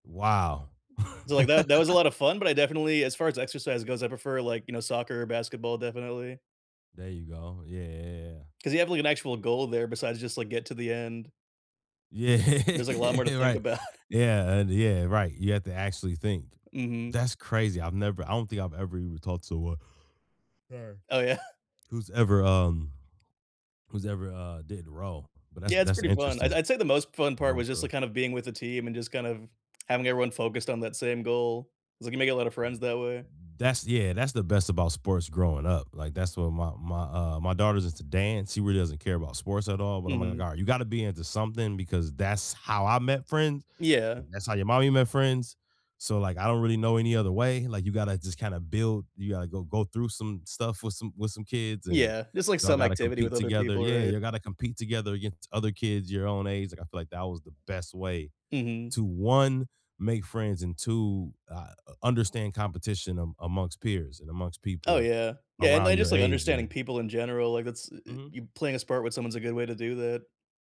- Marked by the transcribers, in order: other background noise; laugh; laughing while speaking: "Yeah"; chuckle; chuckle; yawn; tsk; other noise; tapping
- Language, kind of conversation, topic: English, unstructured, Do you think exercise can help me relieve stress?
- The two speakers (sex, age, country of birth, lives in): male, 30-34, India, United States; male, 35-39, United States, United States